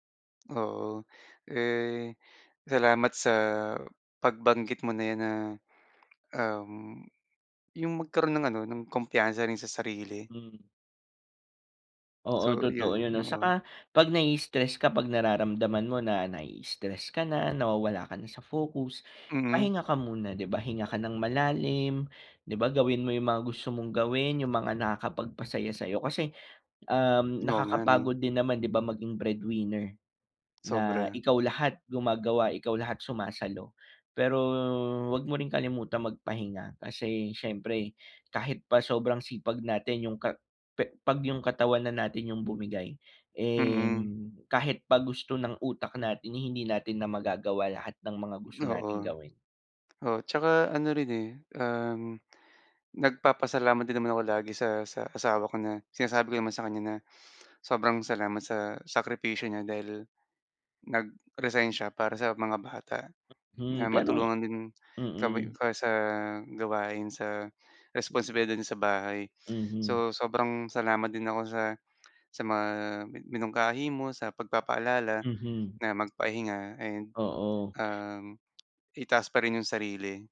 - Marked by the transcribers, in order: tapping
- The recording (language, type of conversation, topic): Filipino, advice, Paano ko matatanggap ang mga bagay na hindi ko makokontrol?